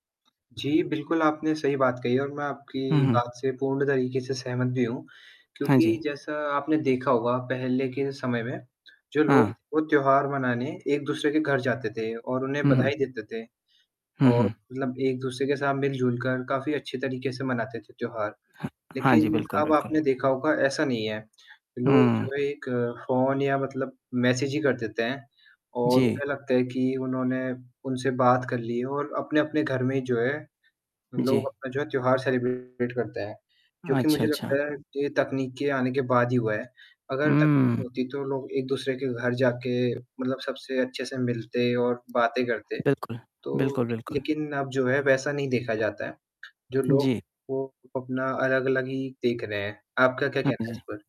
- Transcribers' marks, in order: tapping; distorted speech; horn; in English: "सेलिब्रेट"; mechanical hum
- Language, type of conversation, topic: Hindi, unstructured, क्या तकनीक ने आपकी ज़िंदगी को खुशियों से भर दिया है?